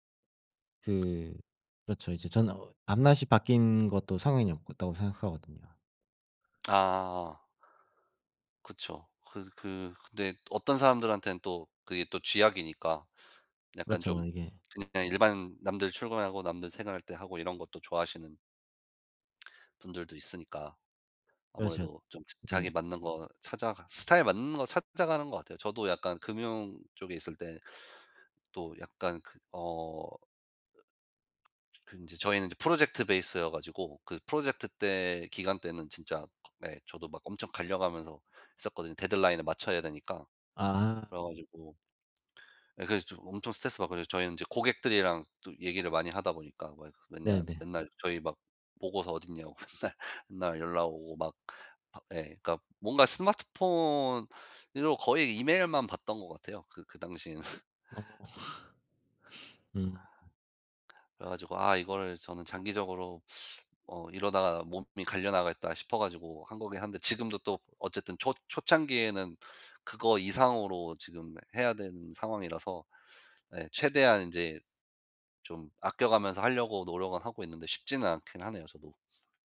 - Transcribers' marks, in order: other background noise; laughing while speaking: "맨날"; laugh
- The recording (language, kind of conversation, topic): Korean, unstructured, 당신이 이루고 싶은 가장 큰 목표는 무엇인가요?